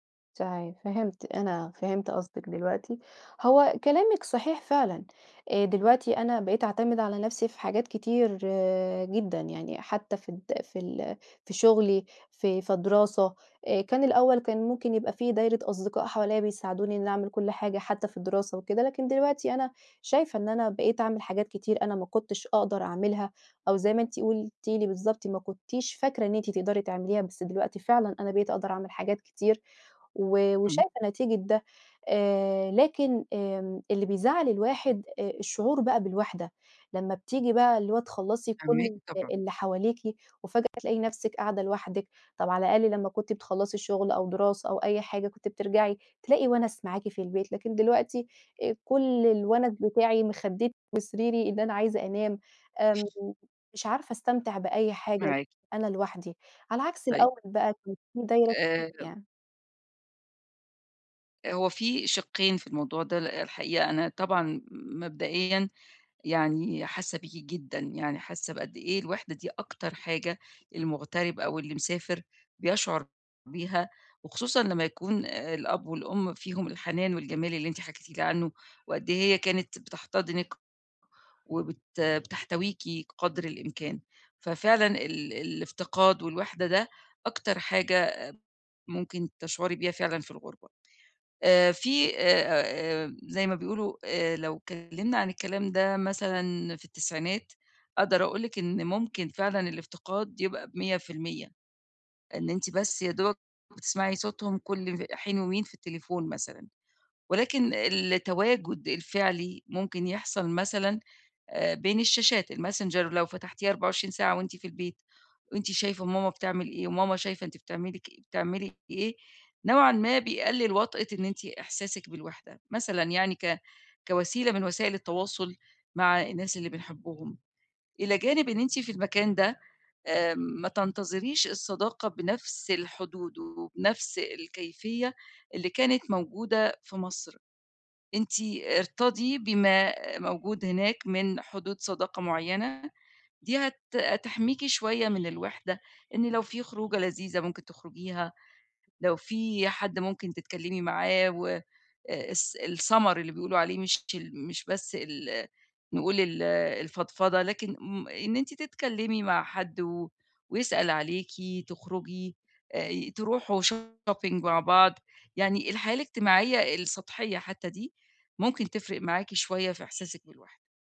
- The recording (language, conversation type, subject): Arabic, advice, إزاي أتعامل مع الانتقال لمدينة جديدة وإحساس الوحدة وفقدان الروتين؟
- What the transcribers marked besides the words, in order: other background noise; horn; in English: "shopping"